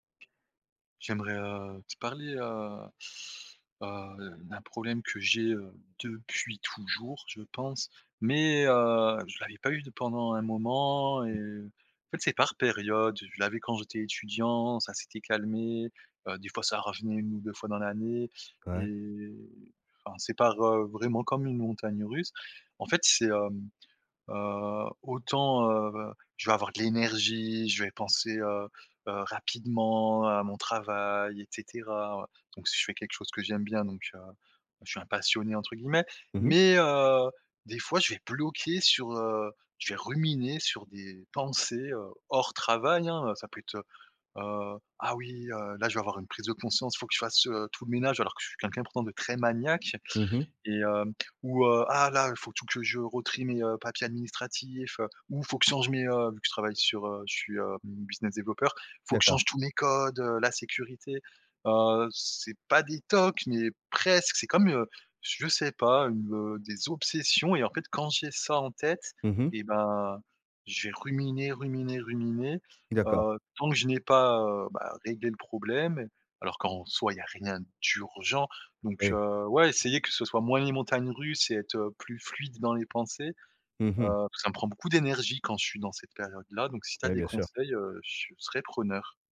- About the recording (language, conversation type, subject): French, advice, Comment puis-je arrêter de ruminer sans cesse mes pensées ?
- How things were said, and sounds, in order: none